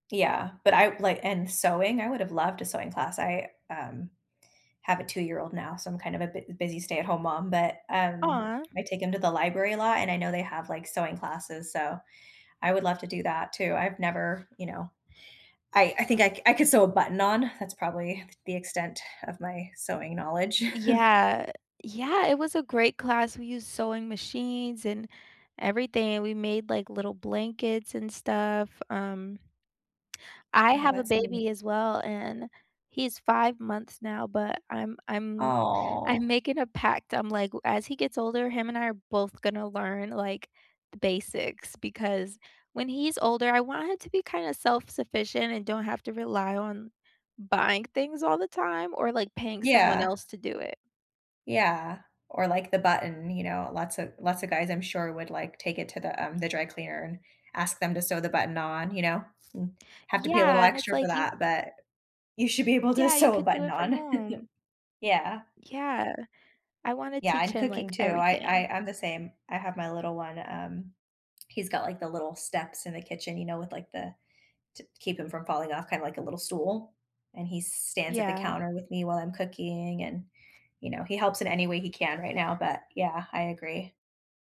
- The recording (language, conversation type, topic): English, unstructured, What is one subject you wish were taught more in school?
- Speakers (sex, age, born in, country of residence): female, 25-29, United States, United States; female, 35-39, United States, United States
- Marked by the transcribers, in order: chuckle; other background noise; laughing while speaking: "sew"; chuckle